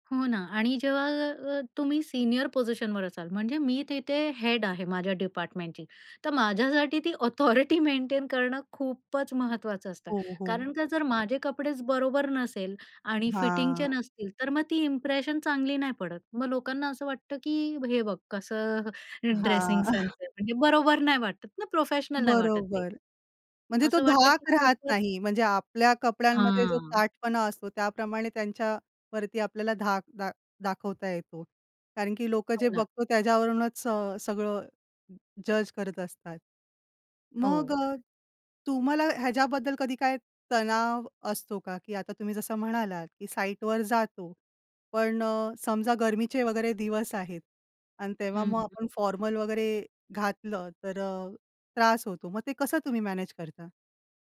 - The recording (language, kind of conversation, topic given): Marathi, podcast, आरामदायीपणा आणि देखणेपणा यांचा तुम्ही रोजच्या पेहरावात कसा समतोल साधता?
- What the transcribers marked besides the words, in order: other background noise; chuckle; in English: "फॉर्मल"